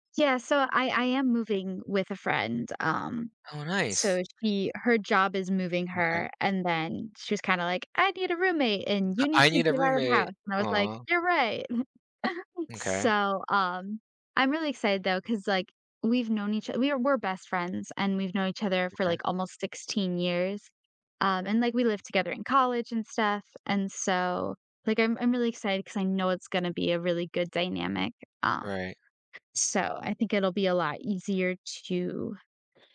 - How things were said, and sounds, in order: chuckle; tapping
- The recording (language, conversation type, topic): English, advice, How can I balance work and personal life?